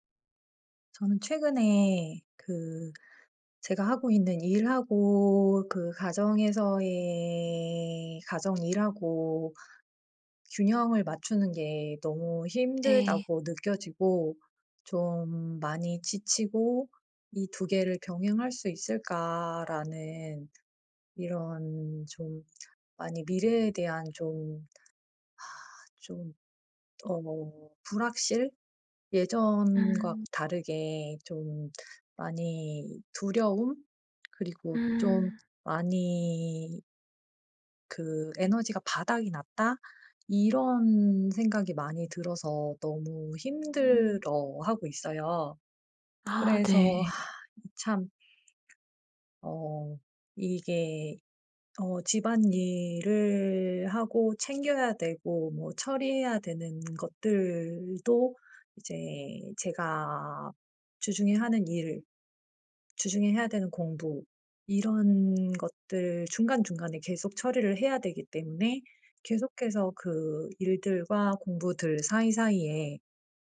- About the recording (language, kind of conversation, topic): Korean, advice, 일과 삶의 균형 문제로 번아웃 직전이라고 느끼는 상황을 설명해 주실 수 있나요?
- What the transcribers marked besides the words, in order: sigh; other background noise; sigh